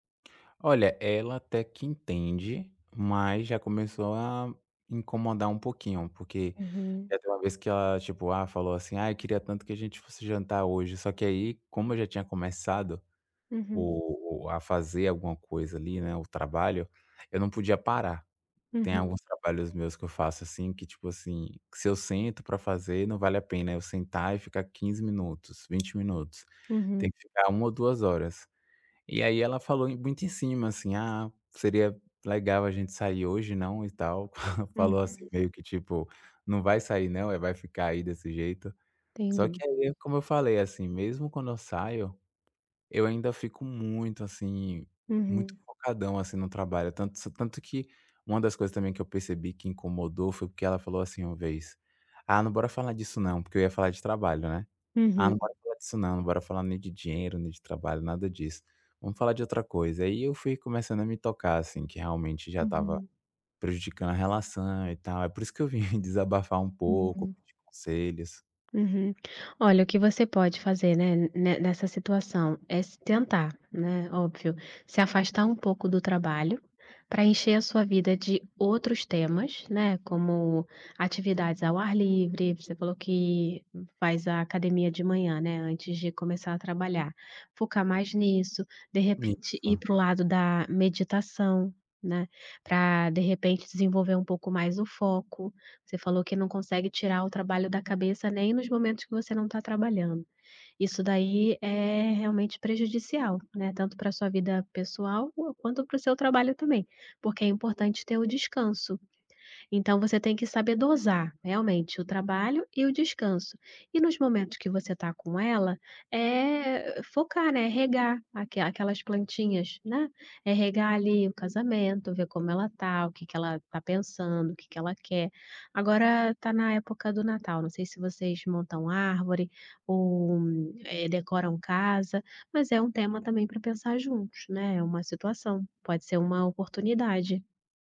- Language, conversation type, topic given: Portuguese, advice, Como posso equilibrar trabalho e vida pessoal para ter mais tempo para a minha família?
- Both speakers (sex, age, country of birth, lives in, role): female, 35-39, Brazil, Portugal, advisor; male, 25-29, Brazil, France, user
- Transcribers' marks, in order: tapping; chuckle; laughing while speaking: "vim"